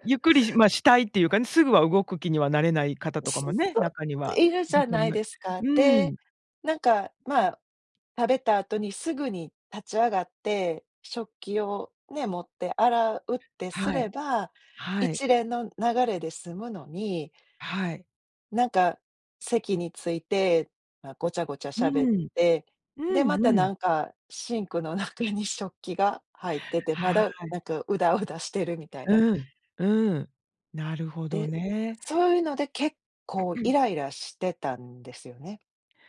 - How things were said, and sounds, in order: other noise; throat clearing
- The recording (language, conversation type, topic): Japanese, podcast, 自分の固定観念に気づくにはどうすればいい？